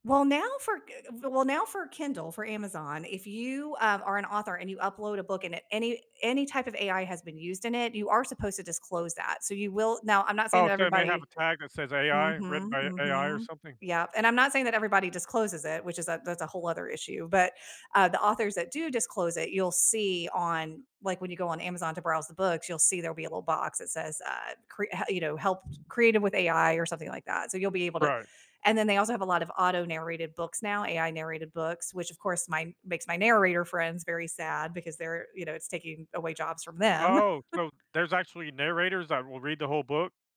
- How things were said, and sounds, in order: other background noise; chuckle
- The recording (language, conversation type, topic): English, unstructured, What recent news story worried you?